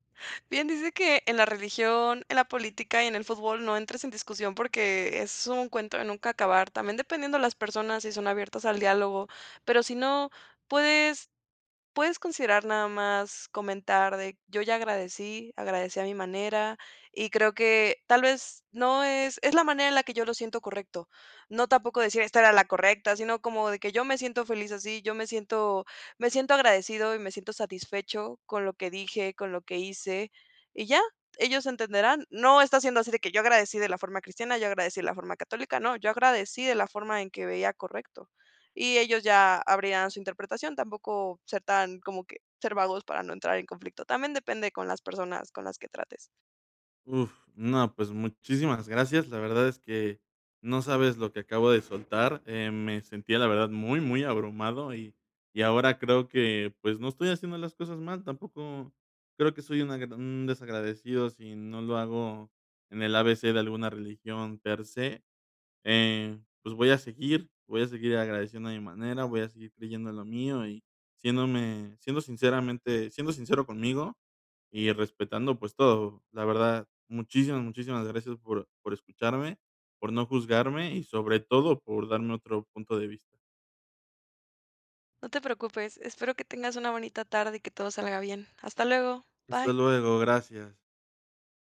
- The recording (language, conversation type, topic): Spanish, advice, ¿Qué dudas tienes sobre tu fe o tus creencias y qué sentido les encuentras en tu vida?
- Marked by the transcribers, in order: other background noise